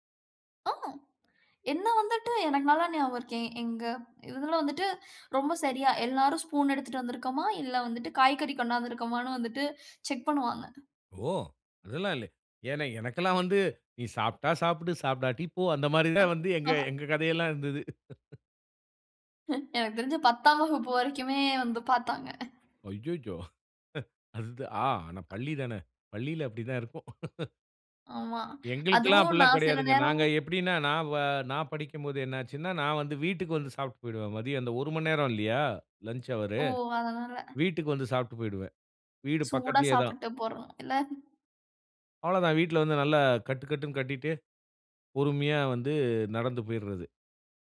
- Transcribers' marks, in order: in English: "செக்"; other noise; tapping; chuckle; laughing while speaking: "பத்தாம் வகுப்பு"; chuckle; chuckle; in English: "லஞ்ச் ஹவரு"; chuckle; laughing while speaking: "இல்ல!"
- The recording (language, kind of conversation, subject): Tamil, podcast, சிறுவயதில் சாப்பிட்ட உணவுகள் உங்கள் நினைவுகளை எப்படிப் புதுப்பிக்கின்றன?